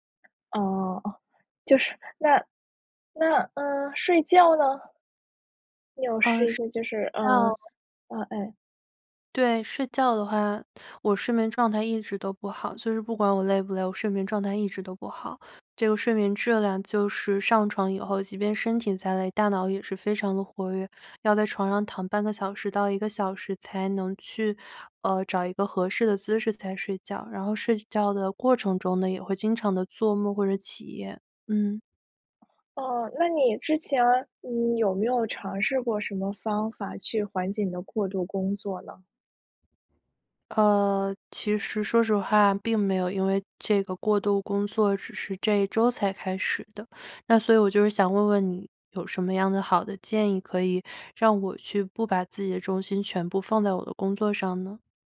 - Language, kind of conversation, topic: Chinese, advice, 休息时间被工作侵占让你感到精疲力尽吗？
- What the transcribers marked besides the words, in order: none